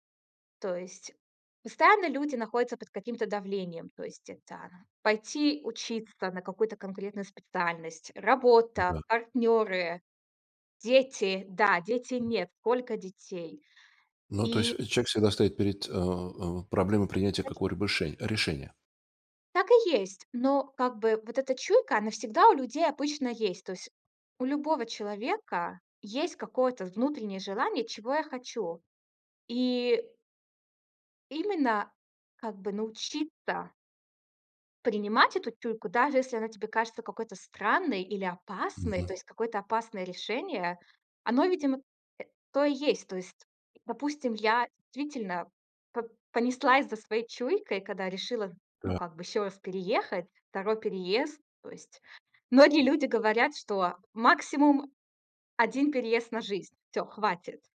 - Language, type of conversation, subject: Russian, podcast, Как развить интуицию в повседневной жизни?
- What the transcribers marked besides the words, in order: tapping; other noise